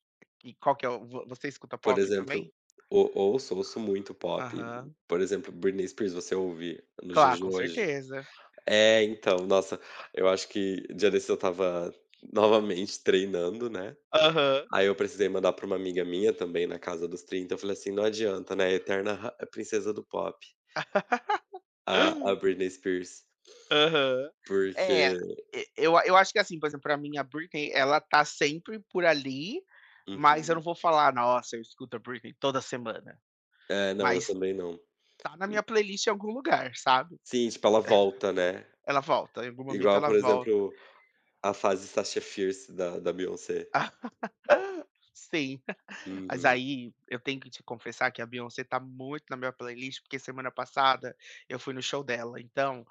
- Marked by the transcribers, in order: tapping; "exemplo" said as "exempro"; laugh; other noise; chuckle; laugh
- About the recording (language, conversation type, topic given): Portuguese, unstructured, Como a música afeta o seu humor no dia a dia?